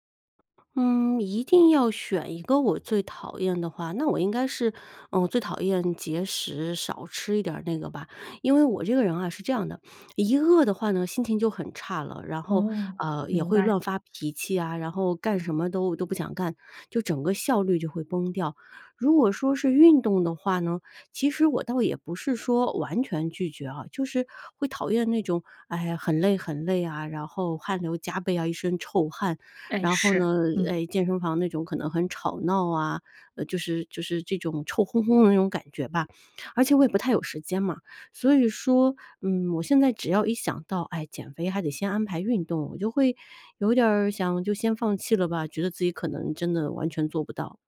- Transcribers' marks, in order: other background noise
- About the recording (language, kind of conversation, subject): Chinese, advice, 如果我想减肥但不想节食或过度运动，该怎么做才更健康？